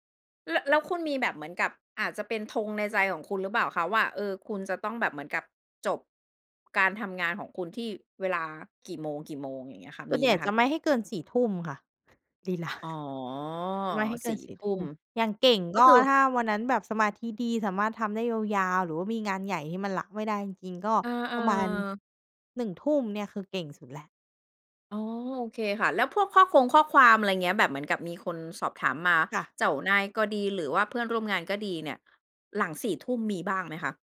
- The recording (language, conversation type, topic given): Thai, podcast, เล่าให้ฟังหน่อยว่าคุณจัดสมดุลระหว่างงานกับชีวิตส่วนตัวยังไง?
- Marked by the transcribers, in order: laughing while speaking: "รีแลกซ์"; drawn out: "อ๋อ"